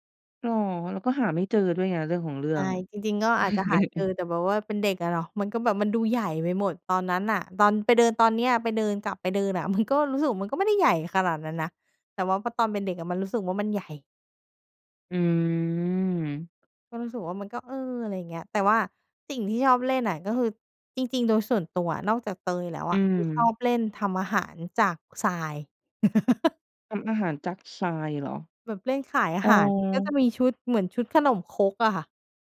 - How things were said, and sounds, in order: laugh; laughing while speaking: "มัน"; laugh
- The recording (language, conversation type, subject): Thai, podcast, คุณชอบเล่นเกมอะไรในสนามเด็กเล่นมากที่สุด?